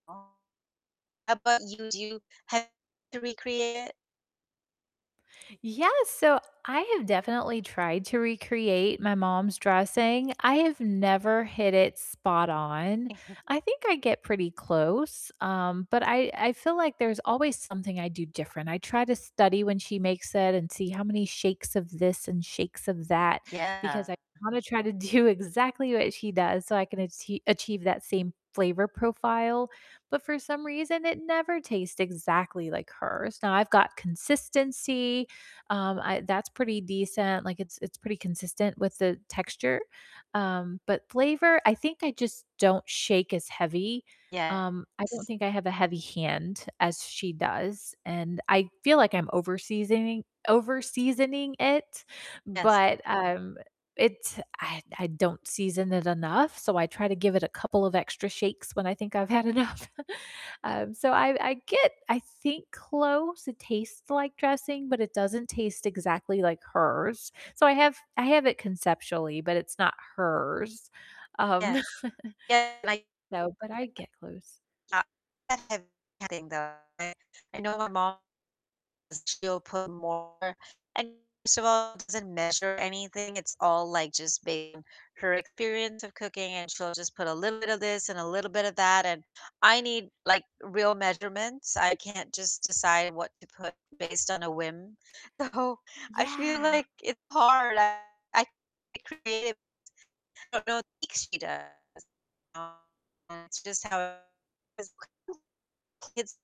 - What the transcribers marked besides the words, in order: distorted speech; chuckle; mechanical hum; laughing while speaking: "do"; other background noise; laughing while speaking: "had enough"; chuckle; unintelligible speech; laugh; static; laughing while speaking: "so"; unintelligible speech; unintelligible speech
- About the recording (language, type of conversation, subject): English, unstructured, Which comfort foods bring back your most vivid memories, and why—who were you with, and what made those moments special?
- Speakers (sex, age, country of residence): female, 40-44, United States; female, 50-54, United States